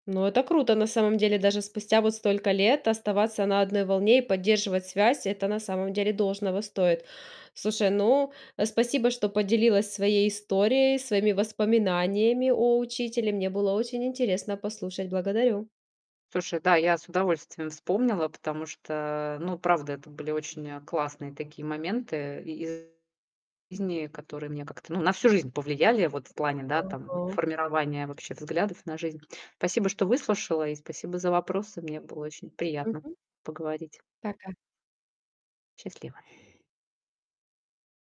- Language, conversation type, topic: Russian, podcast, Каким воспоминанием о любимом учителе или наставнике вы хотели бы поделиться?
- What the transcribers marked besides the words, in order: static; other background noise; distorted speech